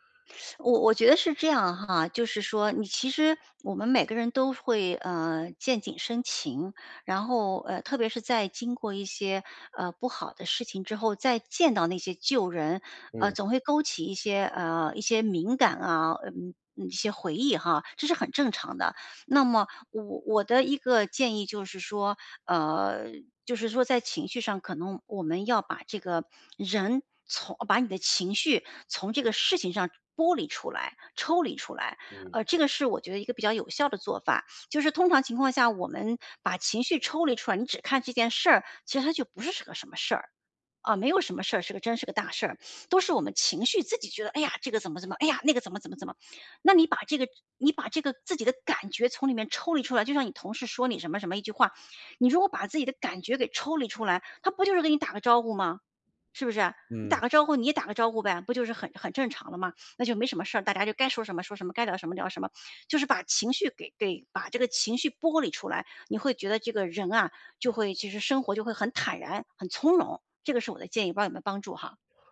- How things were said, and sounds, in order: teeth sucking; put-on voice: "哎呀，这个怎么 怎么，哎呀，那个怎么 怎么 怎么"
- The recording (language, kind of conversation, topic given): Chinese, advice, 回到熟悉的场景时我总会被触发进入不良模式，该怎么办？